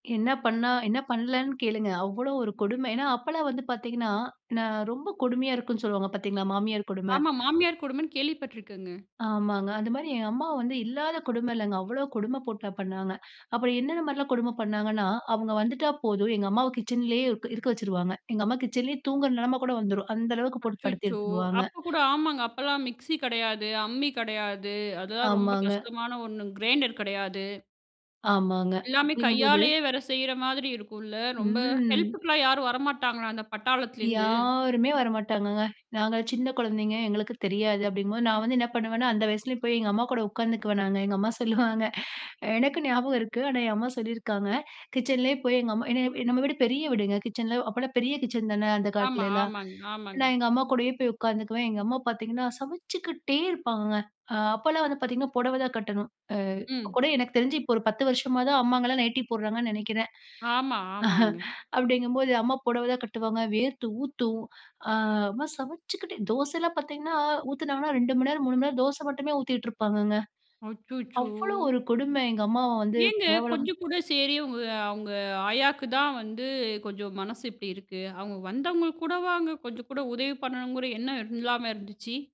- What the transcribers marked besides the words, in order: drawn out: "ம்"; other background noise; drawn out: "யாருமே"; laugh
- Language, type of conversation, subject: Tamil, podcast, குடும்ப முடிவுகளில் யாருடைய குரல் அதிகம் இருக்கும், அது உங்கள் வாழ்க்கையை எப்படிப் பாதித்தது?